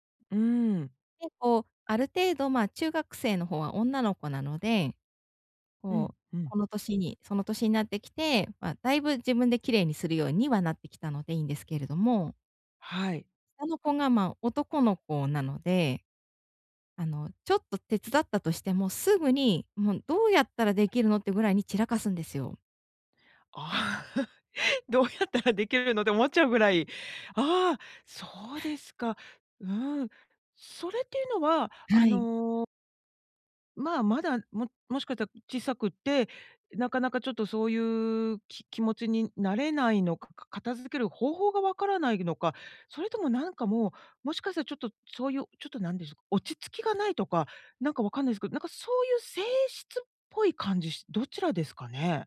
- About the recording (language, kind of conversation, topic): Japanese, advice, 家の散らかりは私のストレスにどのような影響を与えますか？
- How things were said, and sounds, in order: laughing while speaking: "ああ。どうやったらできるのって思っちゃうぐらい"